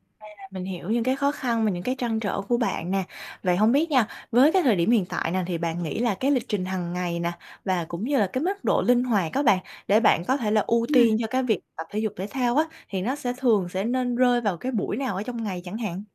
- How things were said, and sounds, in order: distorted speech; static
- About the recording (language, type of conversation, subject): Vietnamese, advice, Làm thế nào để bạn có thêm động lực tập thể dục đều đặn?